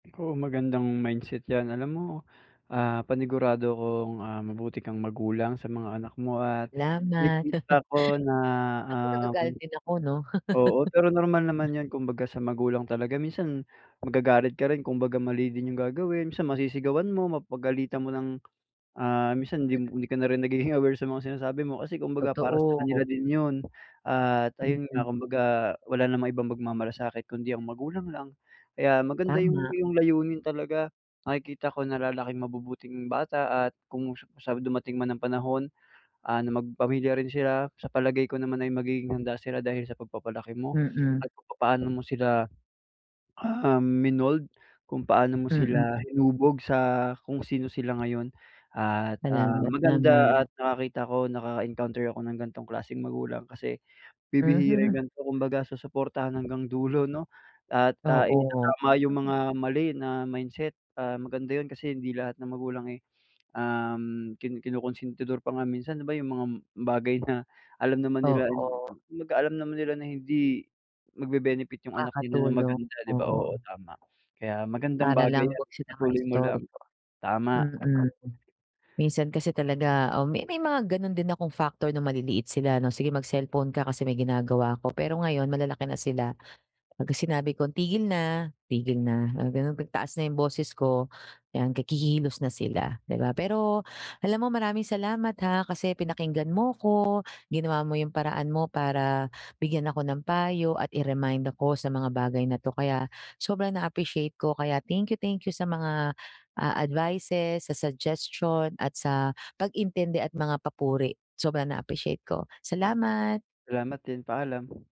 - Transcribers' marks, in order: other background noise; laugh; laugh; laugh; "kikilos" said as "kikihilos"
- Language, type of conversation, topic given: Filipino, advice, Paano ko mababalanse ang maliliit na luho at ang pangmatagalang layunin ko?